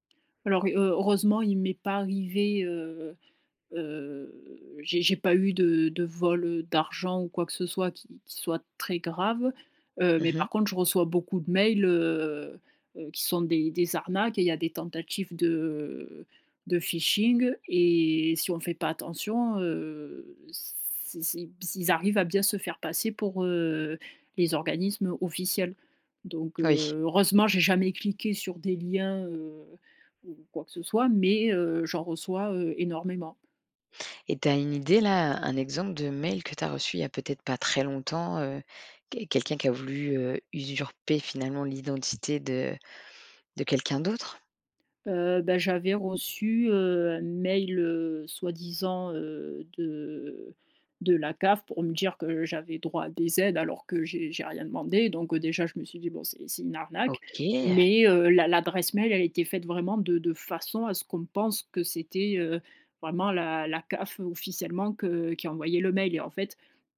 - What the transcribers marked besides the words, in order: in English: "phishing"; tapping; stressed: "Mais"; stressed: "façon"
- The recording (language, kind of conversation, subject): French, podcast, Comment protéger facilement nos données personnelles, selon toi ?